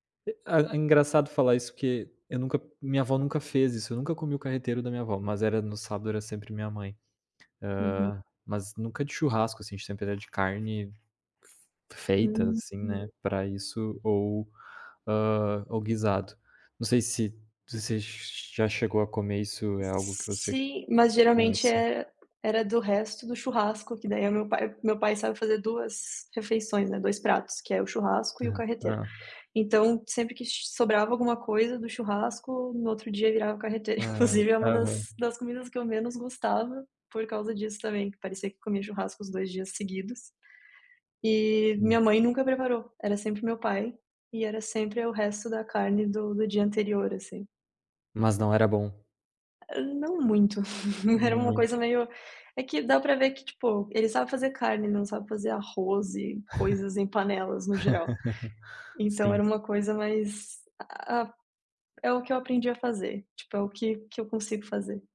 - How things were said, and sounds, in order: other background noise; tapping; chuckle; chuckle; laugh
- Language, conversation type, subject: Portuguese, unstructured, Qual comida típica da sua cultura traz boas lembranças para você?
- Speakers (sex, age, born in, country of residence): female, 25-29, Brazil, Italy; male, 25-29, Brazil, Italy